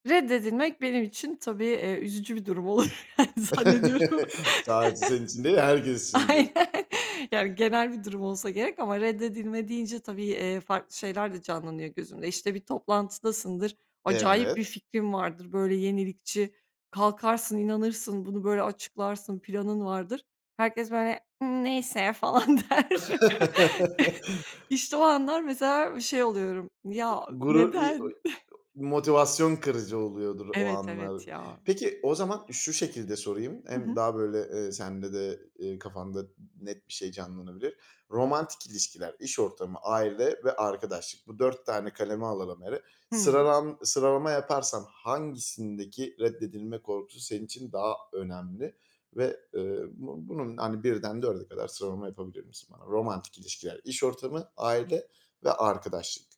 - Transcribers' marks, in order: chuckle; laughing while speaking: "olur yani, zannediyorum. Aynen"; other background noise; chuckle; put-on voice: "ııı, neyse"; chuckle; chuckle
- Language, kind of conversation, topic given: Turkish, podcast, Reddedilme korkusu iletişimi nasıl etkiler?